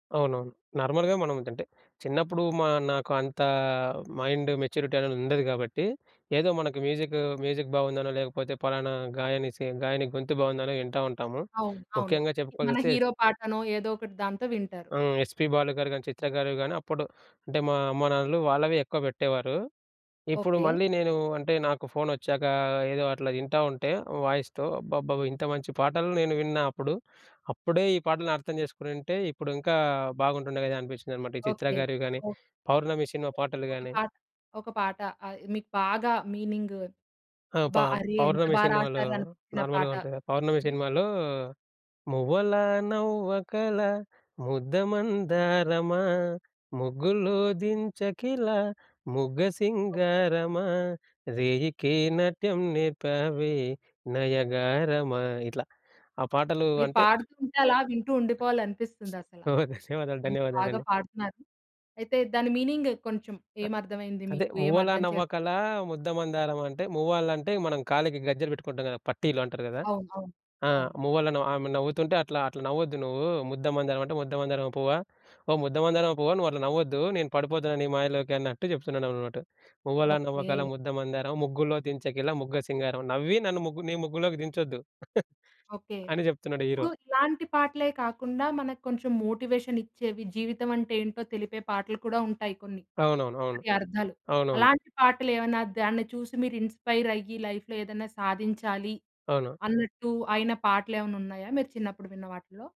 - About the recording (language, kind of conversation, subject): Telugu, podcast, ఒక పాట వినగానే మీ చిన్ననాటి జ్ఞాపకాలు ఎలా మళ్లీ గుర్తుకొస్తాయి?
- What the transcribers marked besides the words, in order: in English: "నార్మల్‌గా"; in English: "మైండ్ మెచ్యూరిటీ"; in English: "మ్యూజిక్, మ్యూజిక్"; in English: "హీరో"; in English: "వాయిస్‌తో"; other background noise; in English: "మీనింగ్"; in English: "నార్మల్‌గా"; singing: "మువ్వలా నవ్వకల ముద్దమందారమా, ముగ్గులో దించకిల ముగ్గ సింగారమా, రేయికే నాట్యం నేర్పావే నయగారమా"; laughing while speaking: "ఓహ్! ధన్యవాదాలు, ధన్యవాదాలండి"; in English: "మీనింగ్"; chuckle; in English: "మోటివేషన్"; in English: "ఇన్‌స్పైర్"; in English: "లైఫ్‌లో"